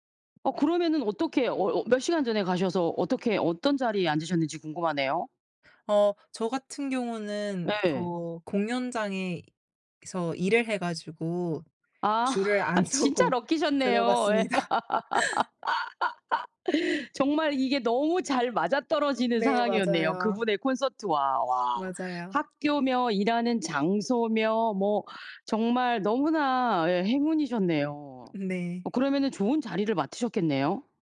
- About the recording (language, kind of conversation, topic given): Korean, podcast, 콘서트에서 가장 인상 깊었던 순간은 언제였나요?
- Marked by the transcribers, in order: laugh; laughing while speaking: "안 서고 들어갔습니다"; laugh